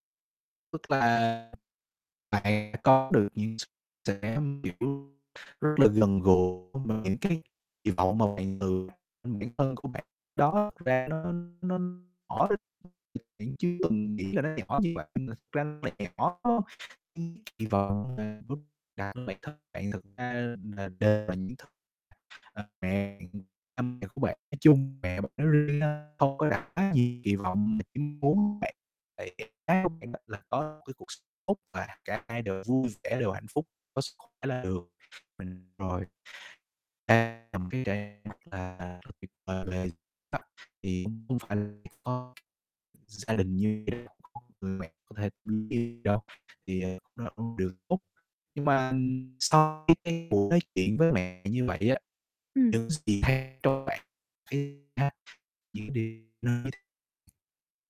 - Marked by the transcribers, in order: distorted speech; unintelligible speech; unintelligible speech; unintelligible speech; unintelligible speech; unintelligible speech; unintelligible speech; unintelligible speech; unintelligible speech; tapping
- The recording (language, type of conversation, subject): Vietnamese, podcast, Bạn có kỷ niệm Tết nào thật đáng nhớ không?